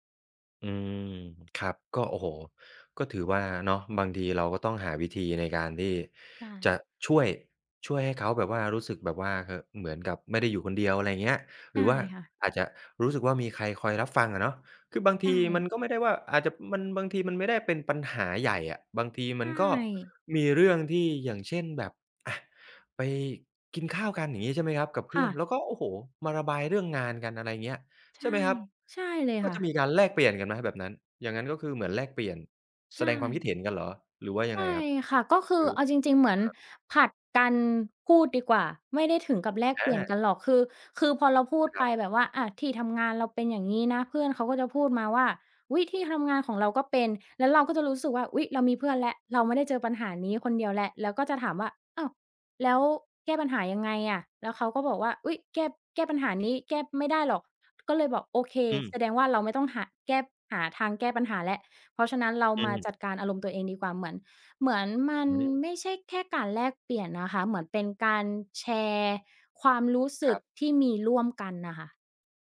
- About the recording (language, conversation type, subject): Thai, podcast, ทำอย่างไรจะเป็นเพื่อนที่รับฟังได้ดีขึ้น?
- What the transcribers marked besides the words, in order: none